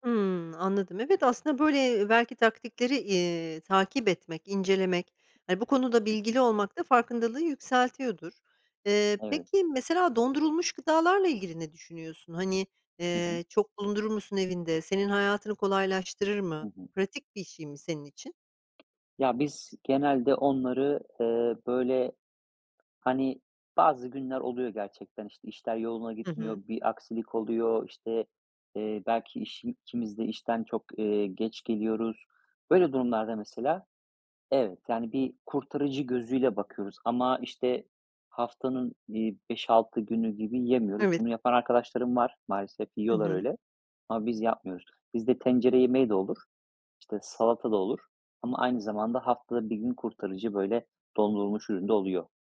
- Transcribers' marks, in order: tapping
- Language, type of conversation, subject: Turkish, podcast, Gıda israfını azaltmanın en etkili yolları hangileridir?